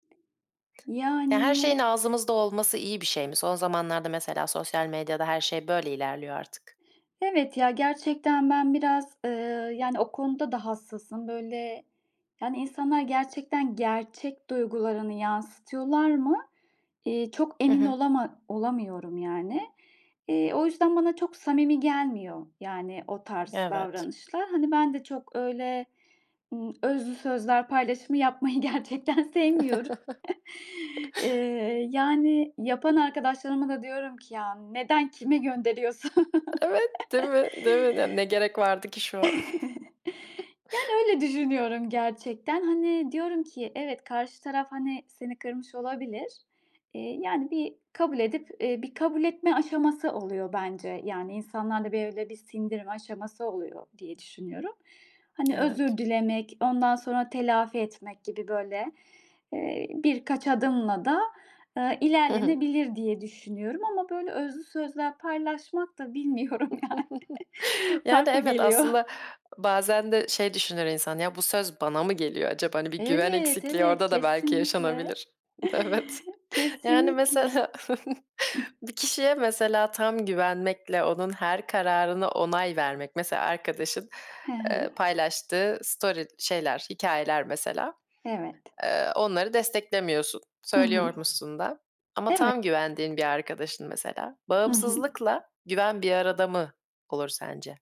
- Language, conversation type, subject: Turkish, podcast, İlişkilerde güveni nasıl kurarsın ve bu konuda temel prensibin nedir?
- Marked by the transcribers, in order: tapping; other background noise; chuckle; chuckle; chuckle; laughing while speaking: "bilmiyorum yani farklı"; giggle; in English: "story"